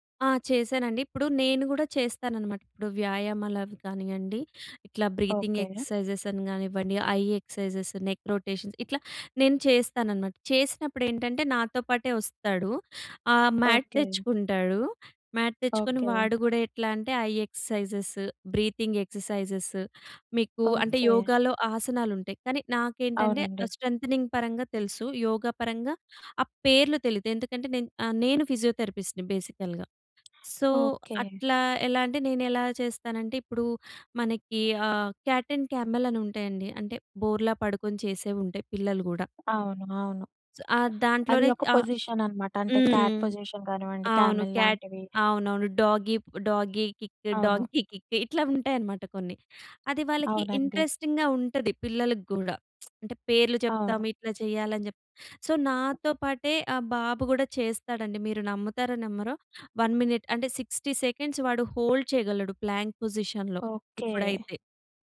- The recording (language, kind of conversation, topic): Telugu, podcast, శ్వాసపై దృష్టి పెట్టడం మీకు ఎలా సహాయపడింది?
- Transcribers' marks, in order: in English: "బ్రీతింగ్ ఎక్సర్‌సైజెస్"; in English: "ఐ ఎక్స్‌ర్‌సై‌జెస్, నెక్ రొటేషన్స్"; in English: "మ్యాట్"; in English: "మ్యాట్"; in English: "ఐ ఎక్సర్‌సై‌జెస్ బ్రీతింగ్ ఎక్సర్‌సైజెస్"; in English: "స్ట్రెంగ్తనింగ్"; in English: "ఫిజియోథెరపిస్ట్‌ని బేసికల్‌గా. సో"; other background noise; in English: "క్యాట్ అండ్ కామెల్"; in English: "పొజిషన్"; in English: "క్యాట్ పొజిషన్"; in English: "క్యాట్"; in English: "డాగీ డాగీ కిక్, డాంకీ కిక్"; in English: "కామెల్"; in English: "ఇంట్రెస్టింగ్‍గా"; tsk; in English: "సో"; other noise; in English: "వన్ మినిట్"; in English: "సిక్స్టీ సెకండ్స్"; in English: "హోల్డ్"; in English: "ప్లాంక్ పొజిషన్‌లో"